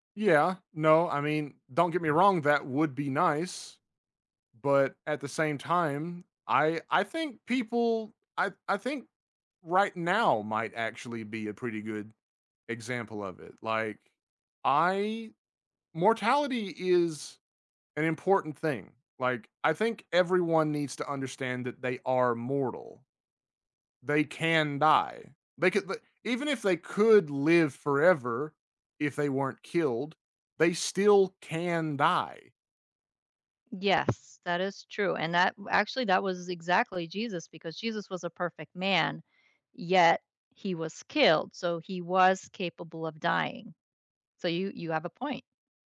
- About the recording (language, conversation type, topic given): English, unstructured, How can talking about mortality affect our outlook on life?
- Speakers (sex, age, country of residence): female, 55-59, United States; male, 35-39, United States
- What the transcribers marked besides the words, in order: other background noise; stressed: "can"; tapping